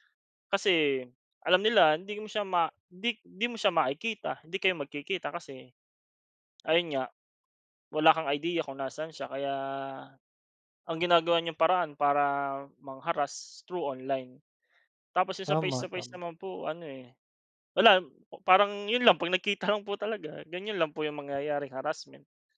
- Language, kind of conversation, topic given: Filipino, unstructured, Ano ang palagay mo sa panliligalig sa internet at paano ito nakaaapekto sa isang tao?
- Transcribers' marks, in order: none